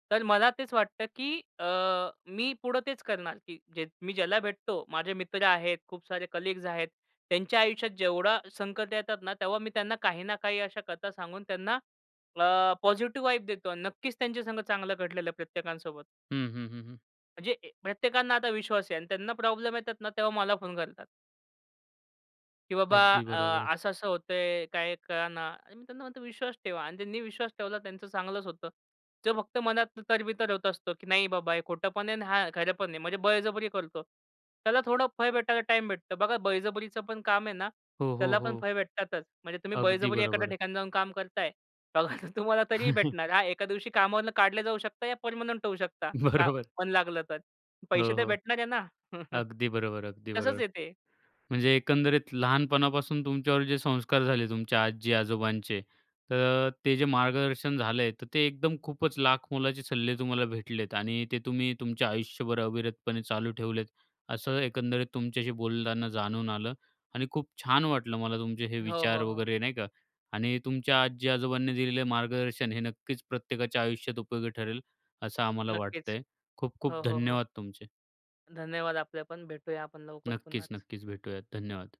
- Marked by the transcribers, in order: in English: "पॉझिटिव्ह वाइब"; chuckle; laughing while speaking: "बघा तुम्हाला तरीही भेटणार"; laughing while speaking: "बरोबर"; chuckle
- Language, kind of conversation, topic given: Marathi, podcast, आजोबा-आजींच्या मार्गदर्शनाचा तुमच्यावर कसा प्रभाव पडला?